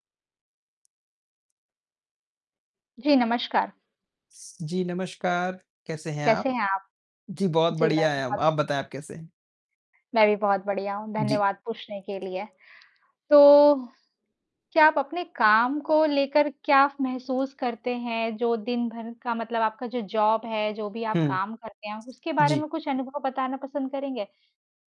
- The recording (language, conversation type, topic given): Hindi, unstructured, आपको अपने काम का सबसे मज़ेदार हिस्सा क्या लगता है?
- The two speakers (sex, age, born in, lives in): female, 30-34, India, India; male, 55-59, India, India
- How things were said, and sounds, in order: mechanical hum; other background noise; in English: "जॉब"